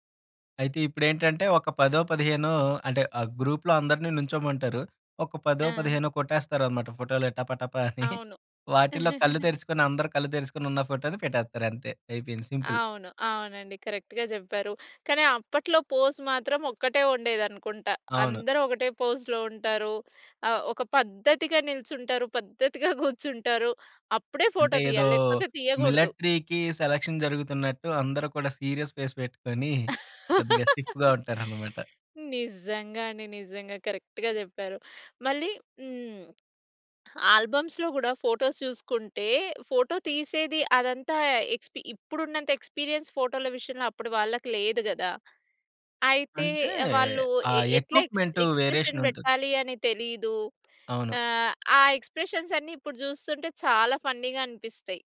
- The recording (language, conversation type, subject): Telugu, podcast, మీ కుటుంబపు పాత ఫోటోలు మీకు ఏ భావాలు తెస్తాయి?
- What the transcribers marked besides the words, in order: in English: "గ్రూప్‌లో"; chuckle; in English: "సింపుల్"; in English: "కరెక్ట్‌గా"; in English: "పోజ్"; in English: "పోజ్‌లో"; in English: "మిలటరీ‌కి సెలక్షన్"; in English: "సీరియస్ ఫేస్"; tapping; laugh; in English: "స్టిఫ్‌గా"; in English: "కరెక్ట్‌గా"; in English: "ఆల్బమ్స్‌లో"; in English: "ఫోటోస్"; in English: "ఎక్స్‌పీరియన్స్"; in English: "ఎక్స్ ఎక్స్‌ప్రెషన్"; in English: "ఎక్విప్‌మెంట్ వేరియేషన్"; in English: "ఎక్స్‌ప్రెషన్స్"; in English: "ఫన్నీ‌గా"